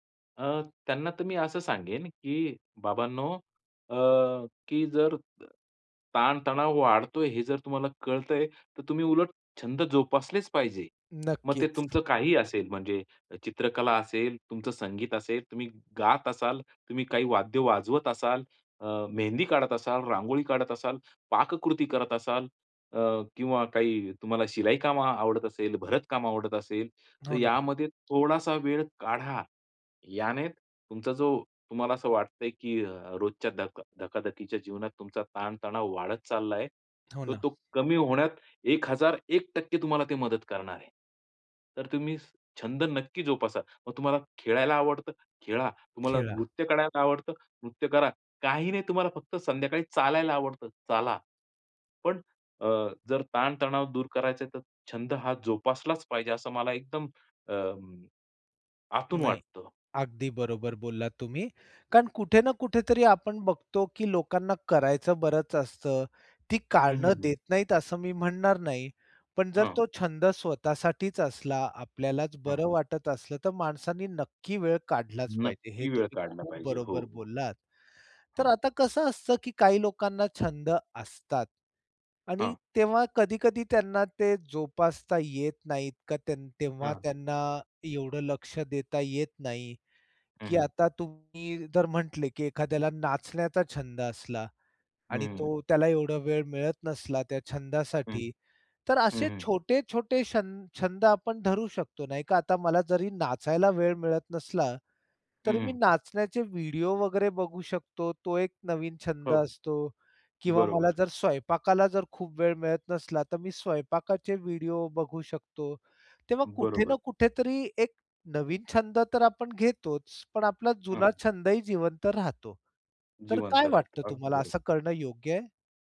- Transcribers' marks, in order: other background noise
- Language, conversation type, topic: Marathi, podcast, तणावात तुम्हाला कोणता छंद मदत करतो?